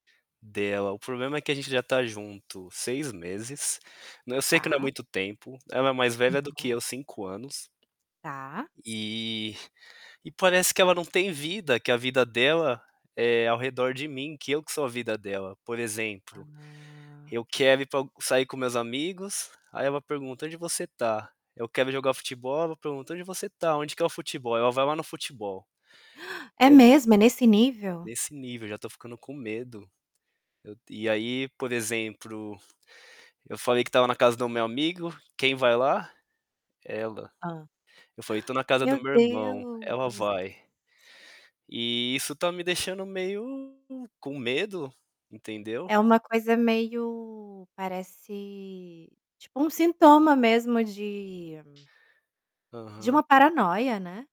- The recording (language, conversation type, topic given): Portuguese, advice, Como lidar com ciúmes e insegurança no relacionamento?
- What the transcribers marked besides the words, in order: tapping; drawn out: "Ah"; gasp; gasp; static